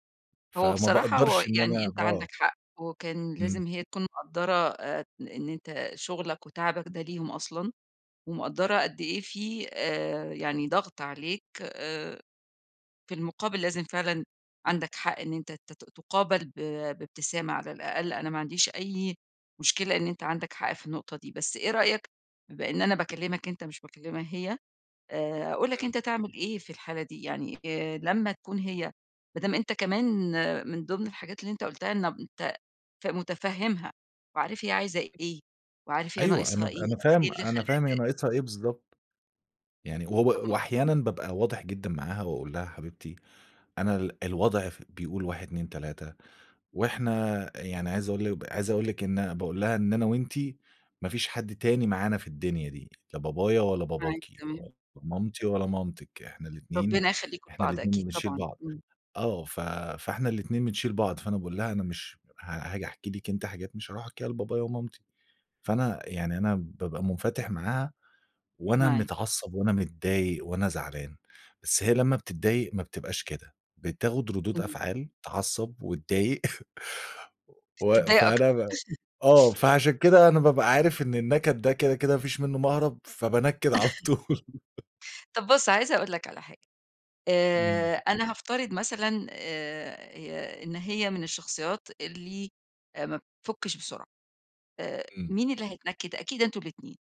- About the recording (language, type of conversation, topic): Arabic, advice, إزاي تقدر توازن بين شغلك وحياتك العاطفية من غير ما واحد فيهم يأثر على التاني؟
- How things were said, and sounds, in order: tapping; chuckle; other noise; chuckle; chuckle; laughing while speaking: "على طول"; chuckle